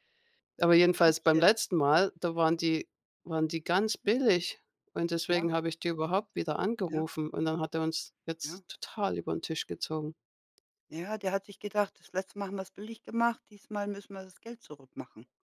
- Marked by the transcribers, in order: unintelligible speech; other noise
- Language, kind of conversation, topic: German, unstructured, Wie gehst du mit unerwarteten Ausgaben um?